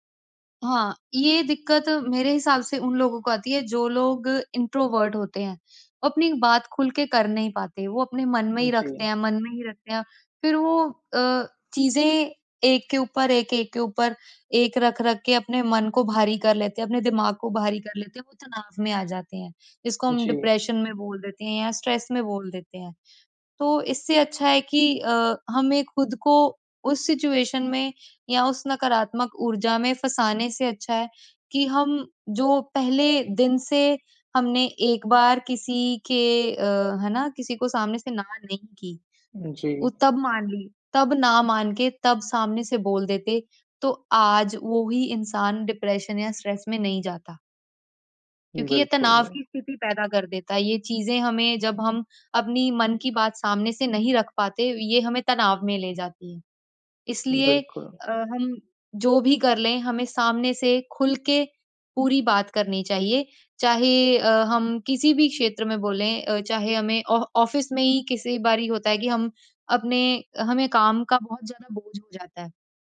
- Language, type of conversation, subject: Hindi, podcast, जब आपसे बार-बार मदद मांगी जाए, तो आप सीमाएँ कैसे तय करते हैं?
- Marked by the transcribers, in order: in English: "इंट्रोवर्ट"; in English: "डिप्रेशन"; in English: "स्ट्रेस"; in English: "सिचुएशन"; in English: "डिप्रेशन"; in English: "स्ट्रेस"